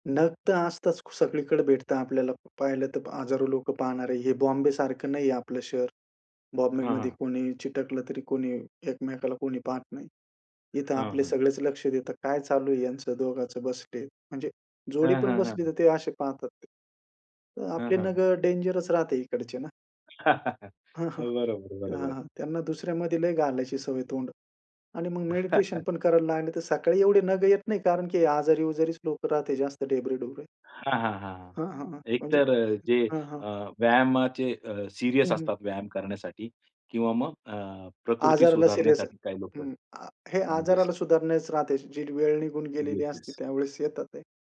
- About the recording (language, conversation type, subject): Marathi, podcast, शहरी उद्यानात निसर्गध्यान कसे करावे?
- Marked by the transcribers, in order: tapping; other background noise; laugh; chuckle; other noise